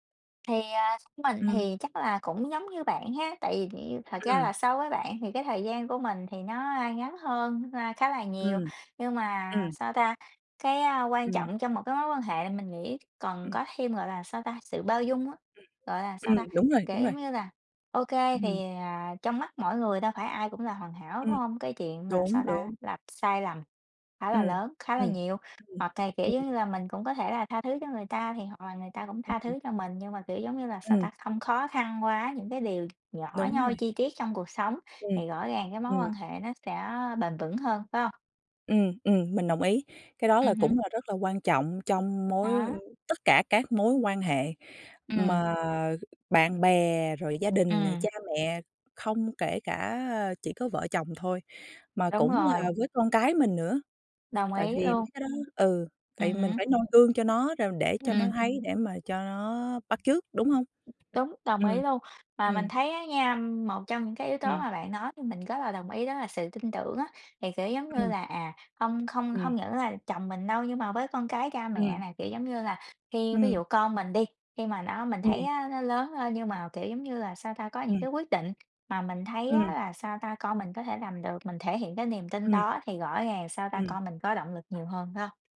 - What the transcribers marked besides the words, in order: tapping; other background noise
- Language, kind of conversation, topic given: Vietnamese, unstructured, Theo bạn, điều gì quan trọng nhất trong một mối quan hệ?